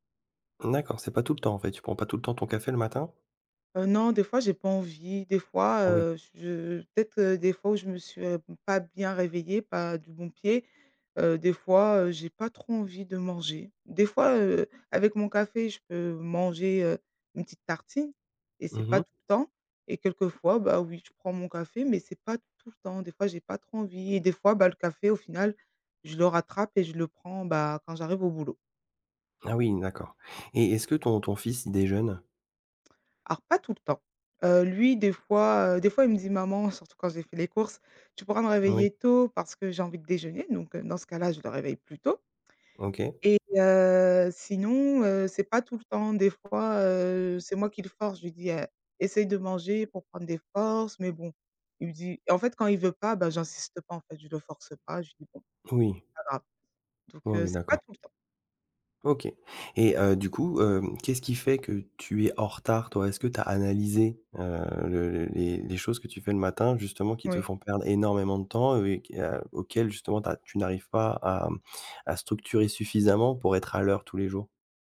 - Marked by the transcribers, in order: none
- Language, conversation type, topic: French, advice, Pourquoi ma routine matinale chaotique me fait-elle commencer la journée en retard ?